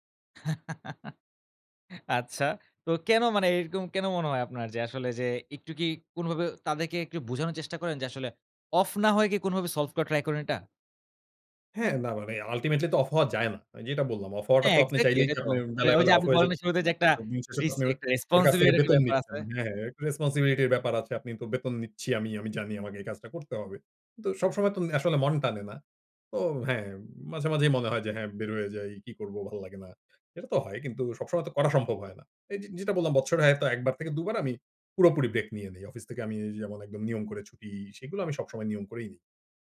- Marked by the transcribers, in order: chuckle; tapping
- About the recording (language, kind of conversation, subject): Bengali, podcast, কাজ থেকে সত্যিই ‘অফ’ হতে তোমার কি কোনো নির্দিষ্ট রীতি আছে?